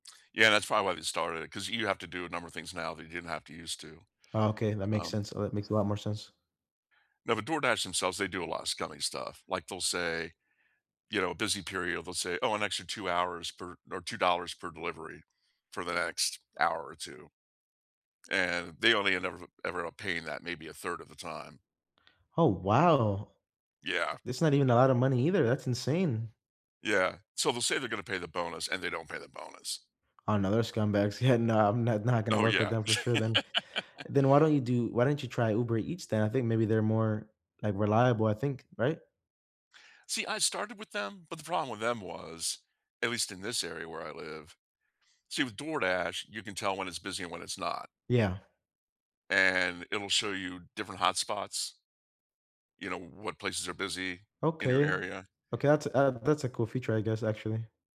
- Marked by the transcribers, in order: other background noise; laughing while speaking: "yeah"; laughing while speaking: "Oh"; laugh
- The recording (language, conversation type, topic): English, unstructured, What tickets or subscriptions feel worth paying for when you want to have fun?
- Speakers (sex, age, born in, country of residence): male, 25-29, United States, United States; male, 60-64, United States, United States